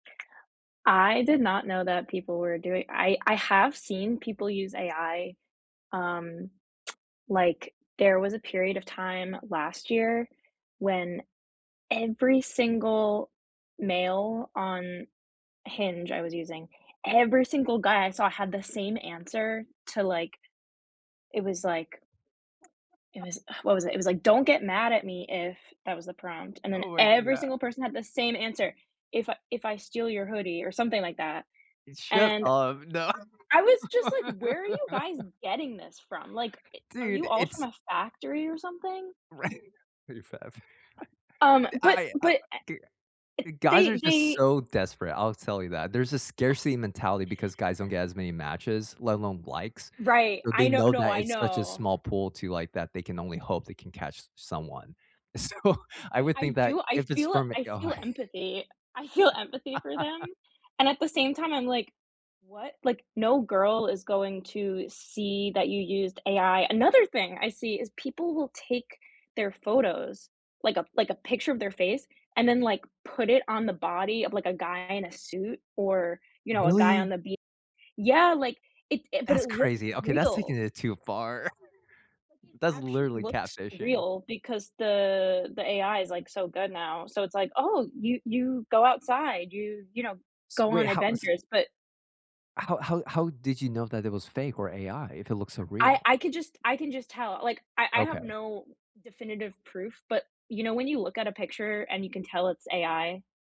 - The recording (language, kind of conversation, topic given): English, unstructured, What technology has made your daily life easier recently?
- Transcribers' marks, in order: other background noise; tsk; stressed: "every single"; tapping; laugh; stressed: "every"; laughing while speaking: "No"; laugh; laughing while speaking: "Right"; laugh; laugh; laughing while speaking: "So"; laughing while speaking: "guy"; laugh; chuckle